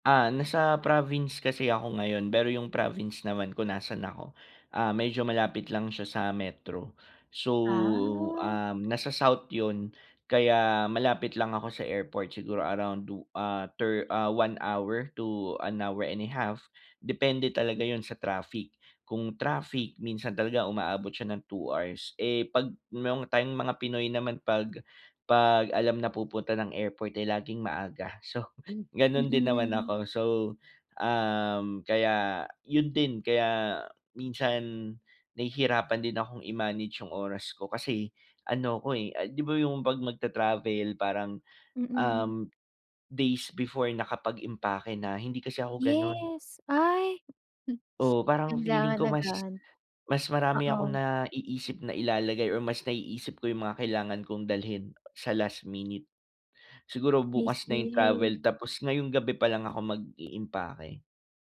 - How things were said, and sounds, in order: drawn out: "Ah"; chuckle; sniff; fan
- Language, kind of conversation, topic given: Filipino, advice, Paano ko haharapin ang mga hadlang habang naglalakbay?